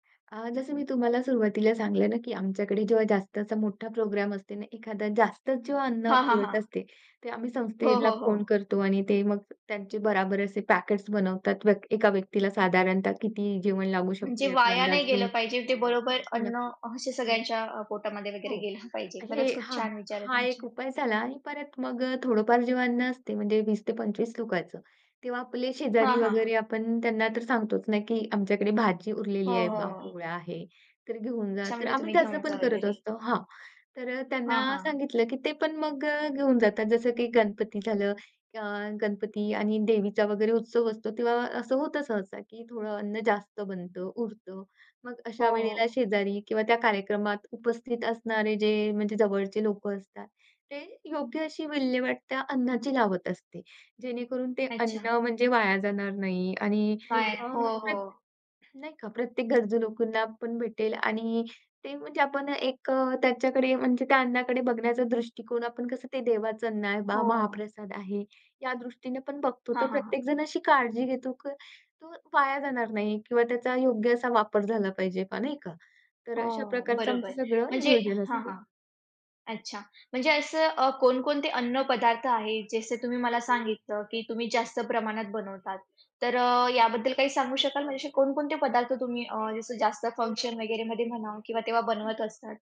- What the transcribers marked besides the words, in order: other background noise; laughing while speaking: "गेलं"; tapping
- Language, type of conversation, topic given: Marathi, podcast, सणात उरलेलं अन्न तुम्ही पुन्हा कसं उपयोगात आणता?